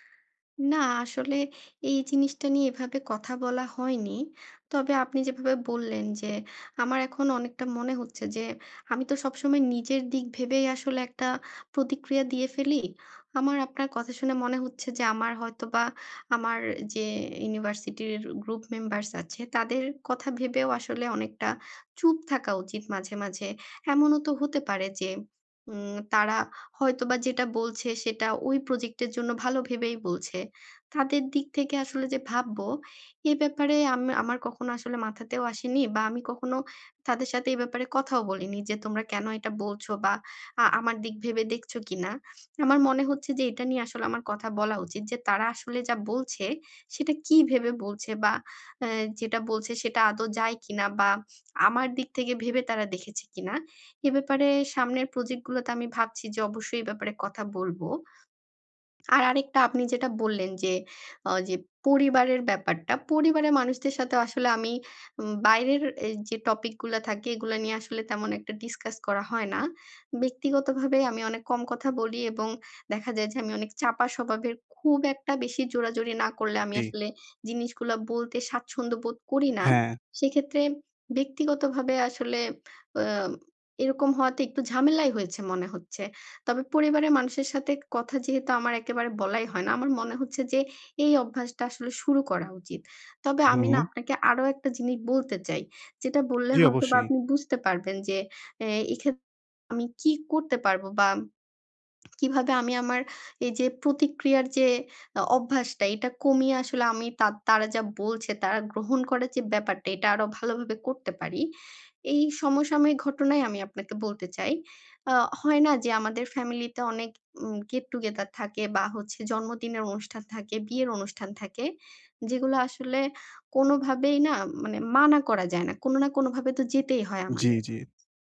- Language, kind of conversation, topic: Bengali, advice, আমি কীভাবে প্রতিরোধ কমিয়ে ফিডব্যাক বেশি গ্রহণ করতে পারি?
- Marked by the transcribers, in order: tapping; other background noise; "জিনিস" said as "জিনি"; swallow